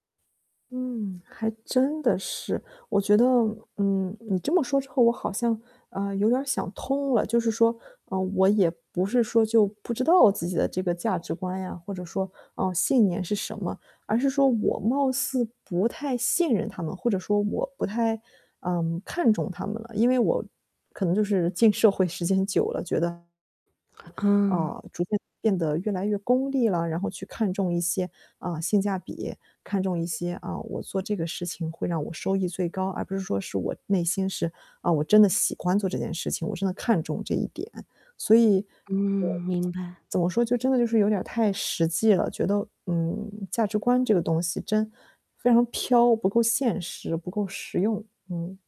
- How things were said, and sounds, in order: distorted speech; tsk
- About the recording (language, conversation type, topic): Chinese, advice, 我該怎麼做才能更清楚自己的價值觀和信念？